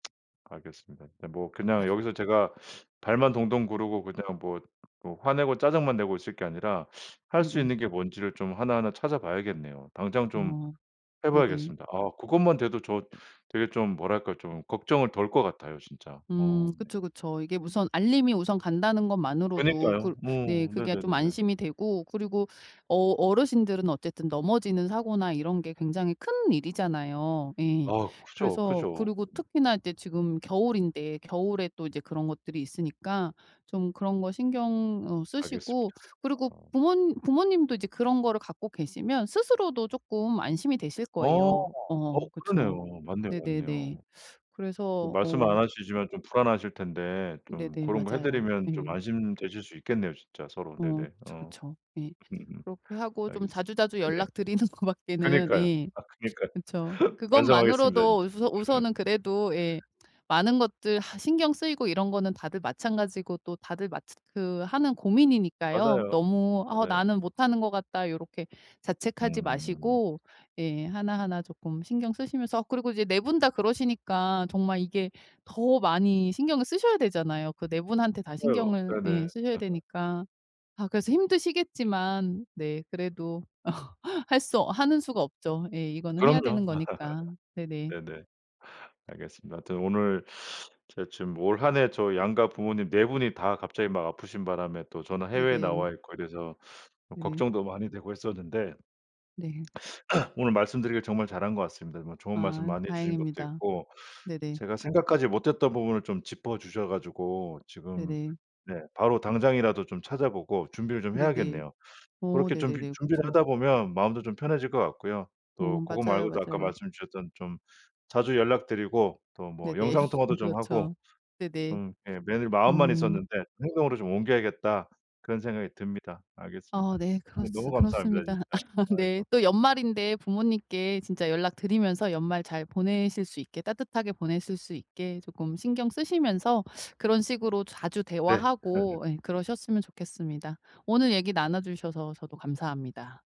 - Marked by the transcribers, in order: tsk; other noise; tapping; other background noise; laughing while speaking: "드리는 것 밖에는"; laughing while speaking: "아 그니까요"; exhale; laughing while speaking: "어"; laugh; throat clearing; laugh; laughing while speaking: "아"
- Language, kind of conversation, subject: Korean, advice, 부모님의 건강이 악화되면서 돌봄 책임이 어떻게 될지 불확실한데, 어떻게 대비해야 할까요?